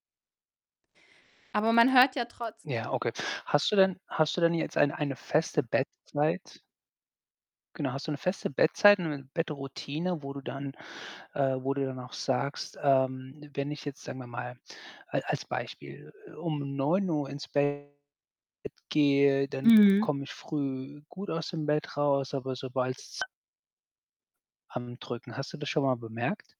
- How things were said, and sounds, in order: distorted speech; tapping; other background noise
- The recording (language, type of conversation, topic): German, advice, Wie schaffe ich es, nicht immer wieder die Schlummertaste zu drücken und regelmäßig aufzustehen?
- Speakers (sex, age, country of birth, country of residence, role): female, 30-34, Germany, Germany, user; male, 40-44, Germany, United States, advisor